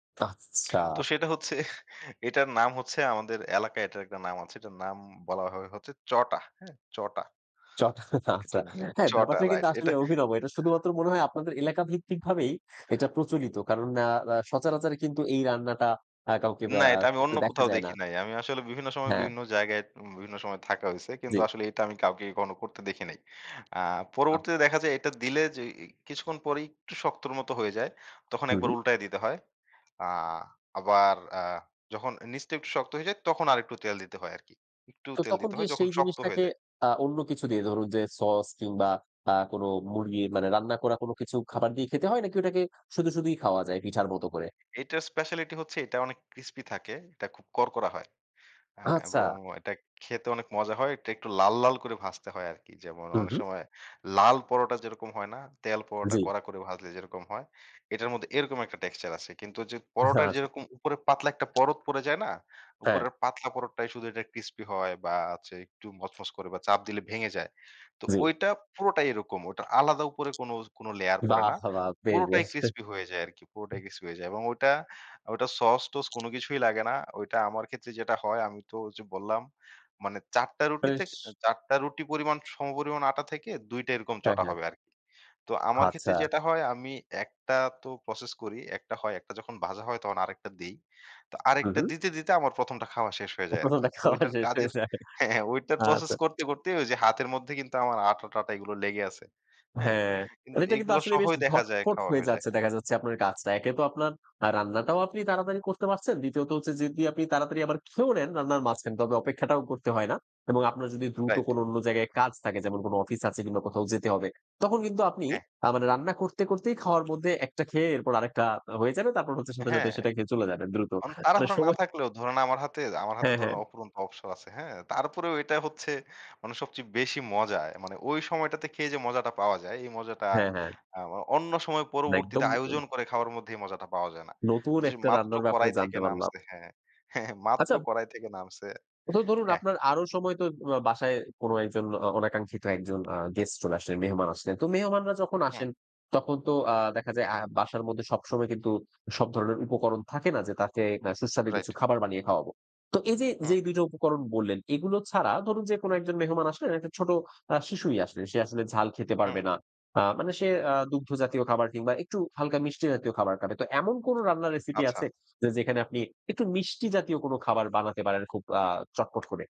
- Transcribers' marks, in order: laughing while speaking: "হচ্ছে"; other background noise; laughing while speaking: "চটা আচ্ছা"; laughing while speaking: "আচ্ছা"; laughing while speaking: "বেশ!"; laughing while speaking: "প্রথম দেখাওয়া শেষ হয়ে যায়"; laughing while speaking: "হ্যাঁ"; "অফুরন্ত" said as "অপূরন্ত"; chuckle
- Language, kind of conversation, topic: Bengali, podcast, অল্প সময়ে সুস্বাদু খাবার বানানোর কী কী টিপস আছে?